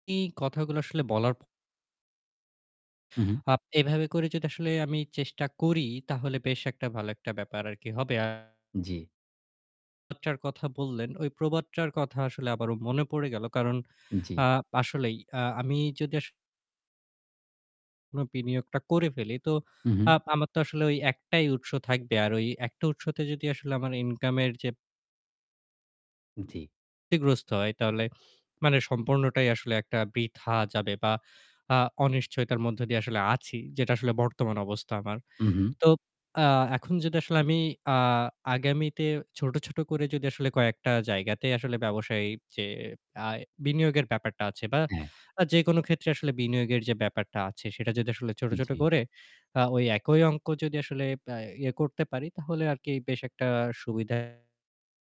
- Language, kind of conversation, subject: Bengali, advice, স্টার্টআপে আর্থিক অনিশ্চয়তা ও অস্থিরতার মধ্যে আমি কীভাবে এগিয়ে যেতে পারি?
- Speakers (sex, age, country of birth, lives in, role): male, 20-24, Bangladesh, Bangladesh, user; male, 35-39, Bangladesh, Bangladesh, advisor
- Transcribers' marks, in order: distorted speech; other background noise; static